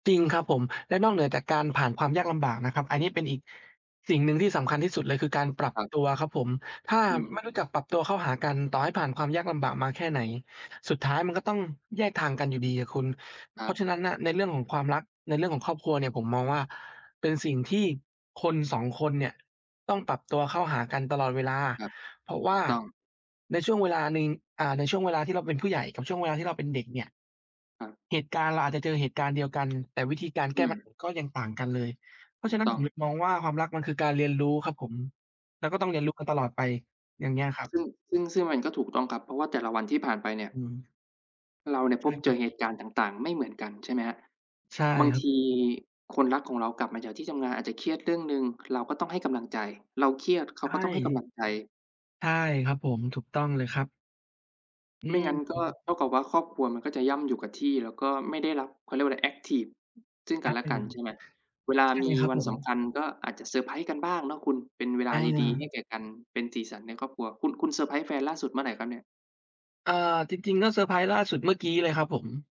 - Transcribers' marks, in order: tapping
- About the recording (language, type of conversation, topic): Thai, unstructured, เวลาที่คุณมีความสุขที่สุดกับครอบครัวของคุณคือเมื่อไหร่?